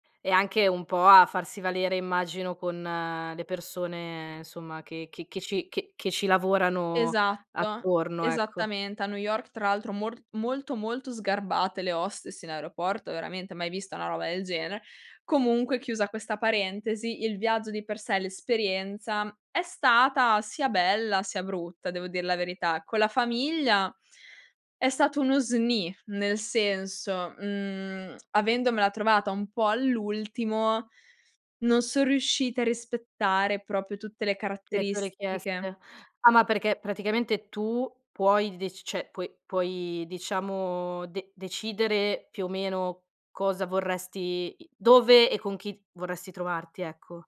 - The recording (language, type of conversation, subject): Italian, podcast, Qual è stato il tuo primo periodo lontano da casa?
- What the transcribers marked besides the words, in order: "proprio" said as "propio"